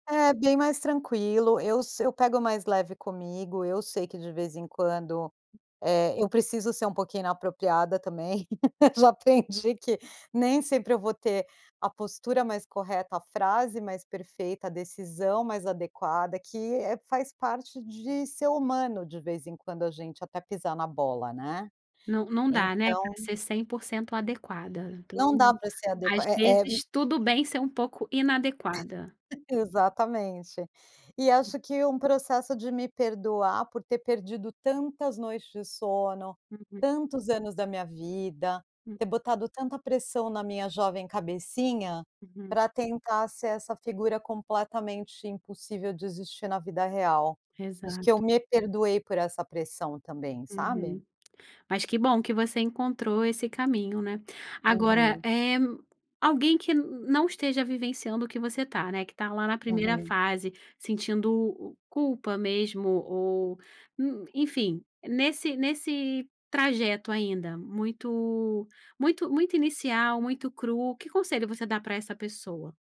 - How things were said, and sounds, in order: tapping; laugh; laugh
- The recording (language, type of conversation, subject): Portuguese, podcast, Como você se perdoa por uma escolha ruim?
- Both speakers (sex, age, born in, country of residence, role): female, 35-39, Brazil, Portugal, host; female, 45-49, Brazil, United States, guest